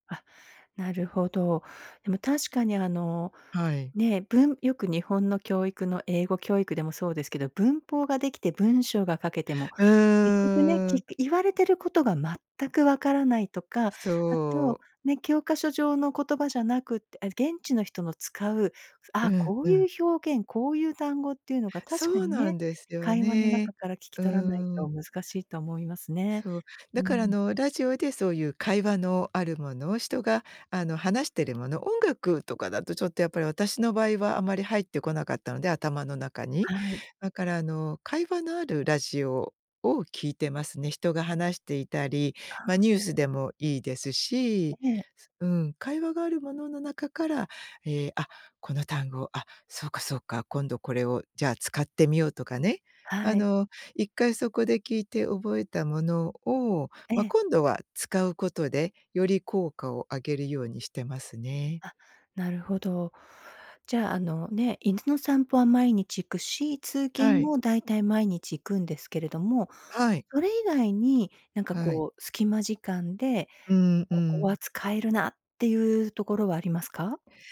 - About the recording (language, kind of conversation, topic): Japanese, podcast, 時間がないとき、効率よく学ぶためにどんな工夫をしていますか？
- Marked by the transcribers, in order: tapping